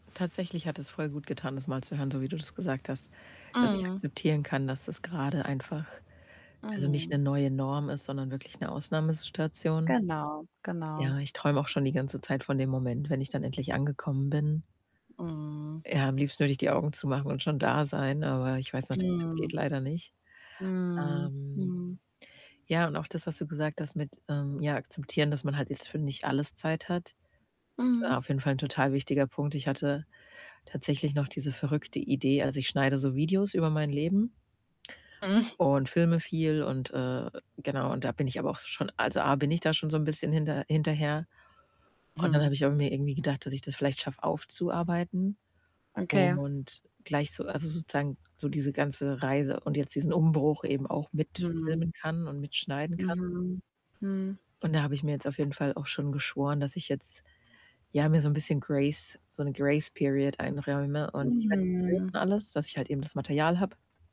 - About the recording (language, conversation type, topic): German, advice, Wie kann ich die tägliche Überforderung durch zu viele Entscheidungen in meinem Leben reduzieren?
- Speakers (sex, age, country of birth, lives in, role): female, 25-29, Germany, Sweden, advisor; female, 30-34, Germany, Germany, user
- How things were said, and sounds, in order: static; distorted speech; other background noise; in English: "Grace"; in English: "Grace-Period"